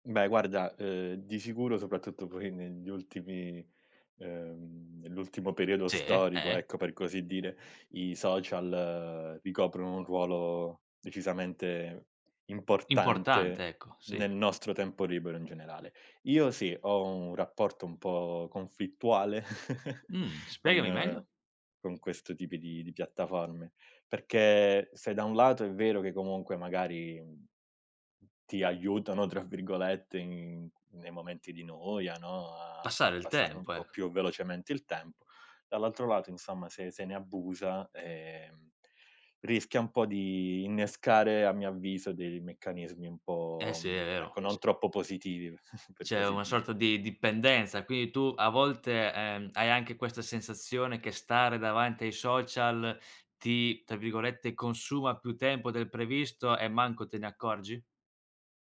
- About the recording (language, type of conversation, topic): Italian, podcast, In che modo i social network influenzano il tuo tempo libero?
- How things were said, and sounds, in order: other background noise; tapping; chuckle; chuckle